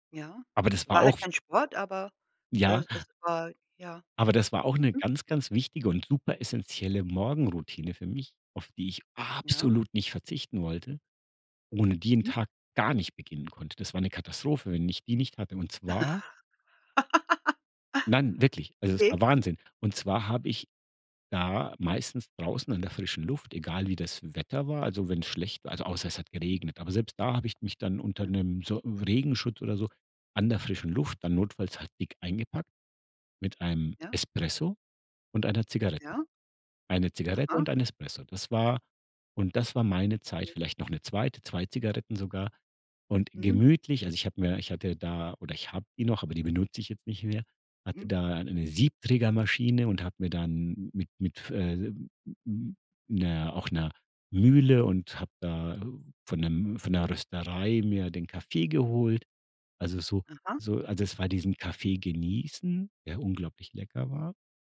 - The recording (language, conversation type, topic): German, podcast, Wie sieht deine Morgenroutine aus?
- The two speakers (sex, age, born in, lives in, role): female, 55-59, Germany, United States, host; male, 50-54, Germany, Germany, guest
- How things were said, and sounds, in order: other noise; stressed: "absolut"; chuckle; other background noise